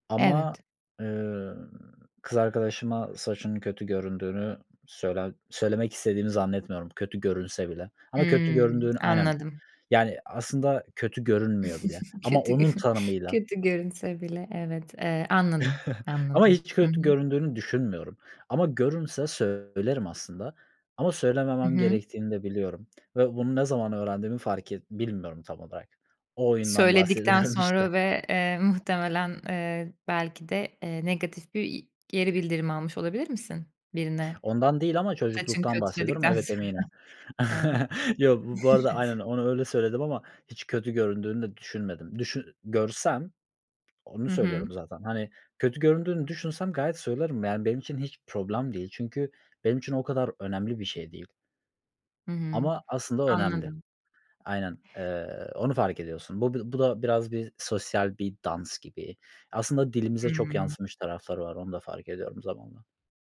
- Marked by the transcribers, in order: tapping; chuckle; laughing while speaking: "Kötü görün"; chuckle; laughing while speaking: "bahsediyorum"; chuckle; laughing while speaking: "sonra?"; chuckle; other background noise
- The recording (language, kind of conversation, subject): Turkish, podcast, Sence doğruyu söylemenin sosyal bir bedeli var mı?